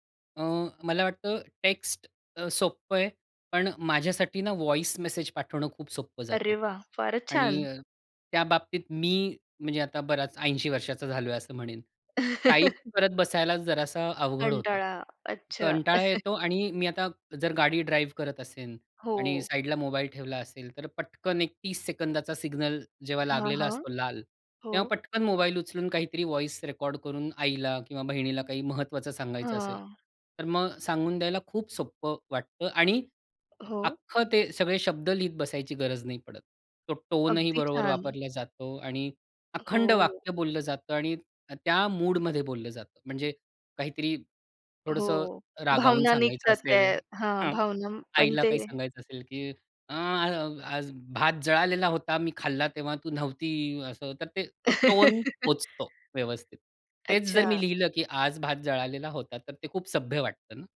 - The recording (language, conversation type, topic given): Marathi, podcast, कुटुंबाशी ऑनलाईन संवाद कसा टिकवता येईल?
- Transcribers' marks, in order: in English: "व्हॉइस"; laugh; chuckle; in English: "ड्राइव्ह"; in English: "व्हॉइस"; in English: "टोनही"; put-on voice: "अ, आज भात जळालेला होता, मी खाल्ला तेव्हा तू नव्हती"; other background noise; in English: "टोन"; laugh